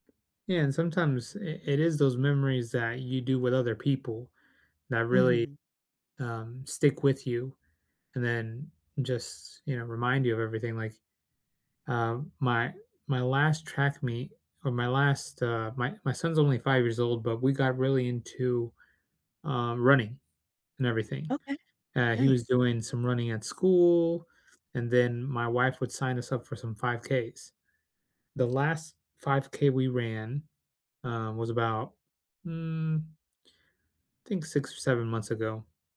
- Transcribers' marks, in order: other background noise
- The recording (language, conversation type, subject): English, unstructured, Have you ever been surprised by a forgotten memory?